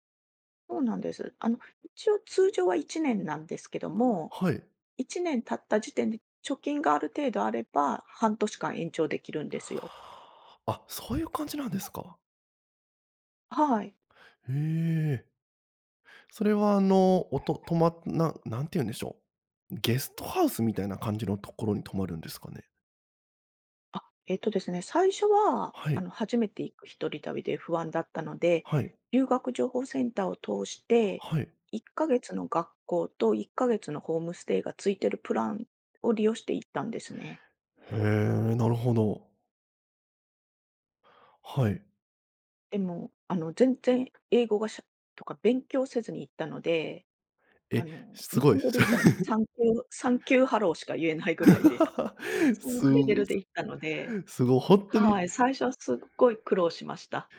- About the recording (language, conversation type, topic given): Japanese, podcast, ひとり旅で一番忘れられない体験は何でしたか？
- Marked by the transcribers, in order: other background noise; chuckle; tapping